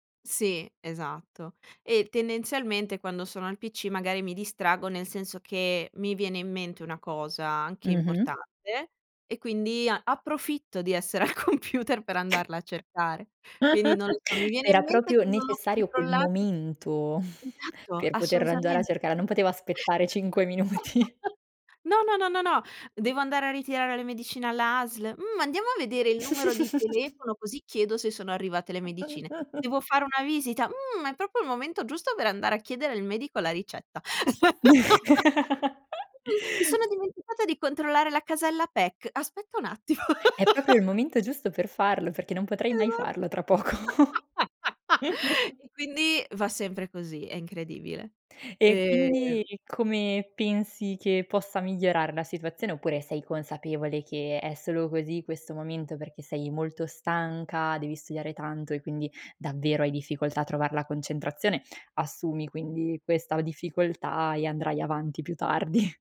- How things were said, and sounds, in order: laughing while speaking: "al computer"; other background noise; laugh; "proprio" said as "propio"; chuckle; laugh; laughing while speaking: "minuti"; chuckle; chuckle; chuckle; "proprio" said as "propo"; laugh; laugh; laugh; laughing while speaking: "poco"; chuckle; chuckle
- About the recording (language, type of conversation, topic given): Italian, podcast, Come eviti di perdere tempo online?